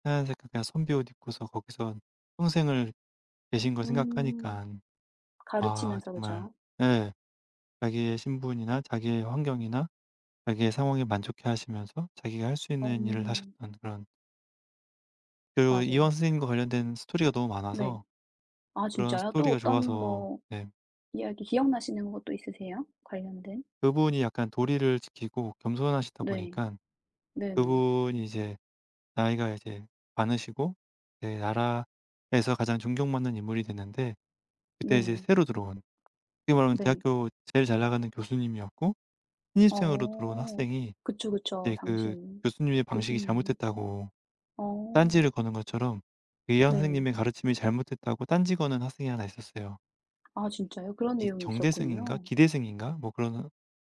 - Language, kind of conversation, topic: Korean, unstructured, 역사적인 장소를 방문해 본 적이 있나요? 그중에서 무엇이 가장 기억에 남았나요?
- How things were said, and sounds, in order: other background noise; tapping